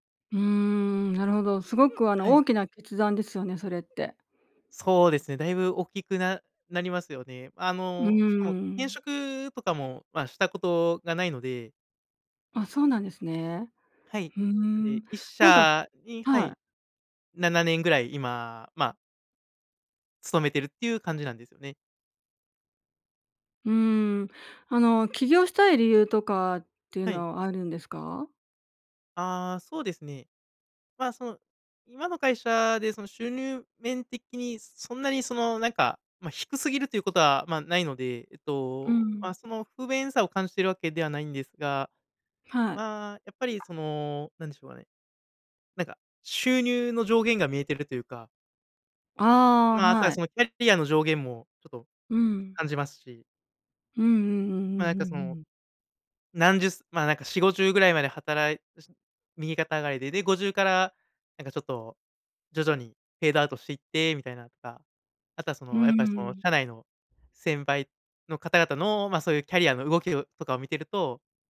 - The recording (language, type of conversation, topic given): Japanese, advice, 起業すべきか、それとも安定した仕事を続けるべきかをどのように判断すればよいですか？
- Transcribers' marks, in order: tapping; unintelligible speech